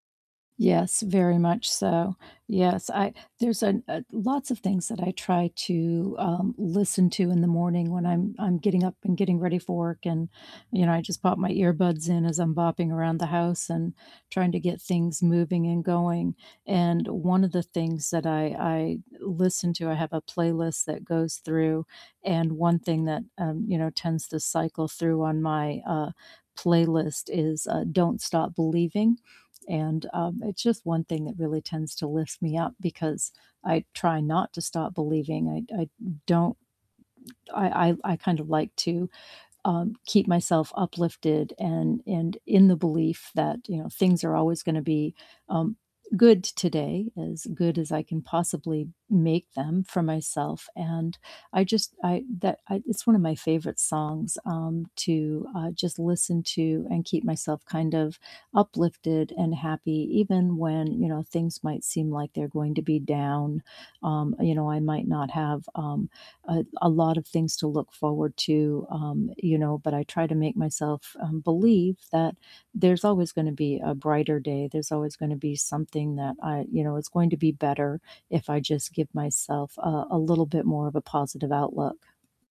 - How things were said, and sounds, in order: static; other background noise; tapping
- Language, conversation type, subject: English, unstructured, What song matches your mood today, and why did you choose it?